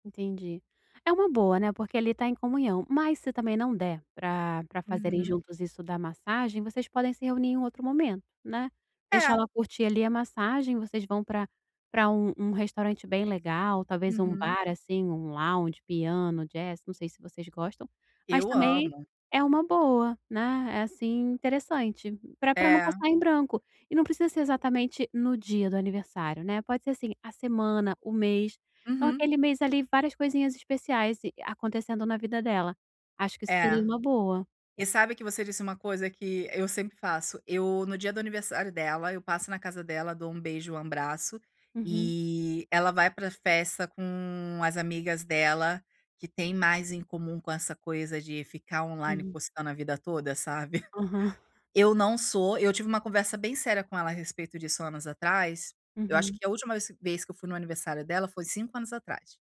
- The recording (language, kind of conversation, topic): Portuguese, advice, Como escolher presentes memoráveis sem gastar muito dinheiro?
- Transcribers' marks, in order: tapping; chuckle